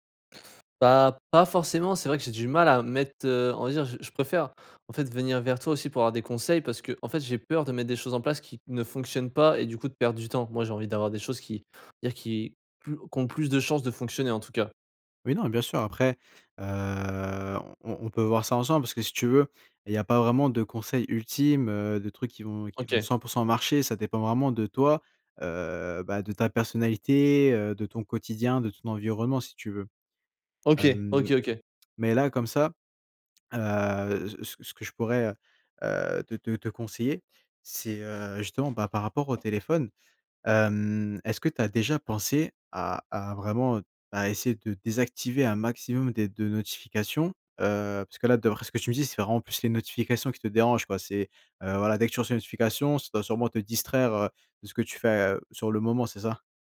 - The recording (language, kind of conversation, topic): French, advice, Quelles sont tes distractions les plus fréquentes (notifications, réseaux sociaux, courriels) ?
- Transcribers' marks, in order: other background noise; drawn out: "heu"